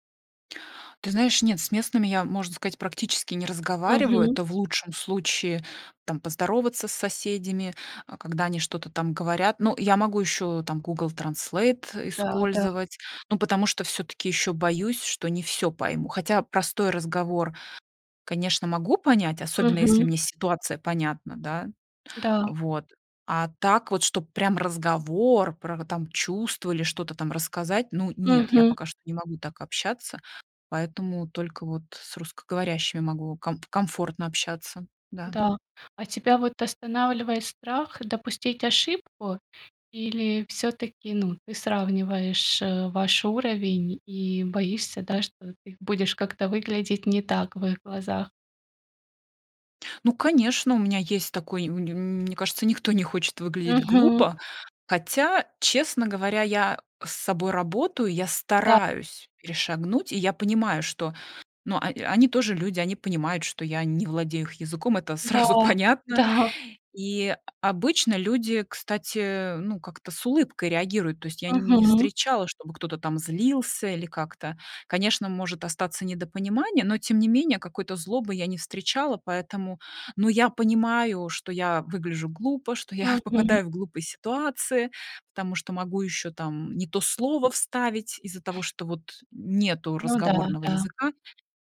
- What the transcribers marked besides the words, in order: other background noise; laughing while speaking: "это сразу понятно"; laughing while speaking: "я"; tapping
- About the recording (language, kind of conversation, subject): Russian, advice, Как перестать постоянно сравнивать себя с друзьями и перестать чувствовать, что я отстаю?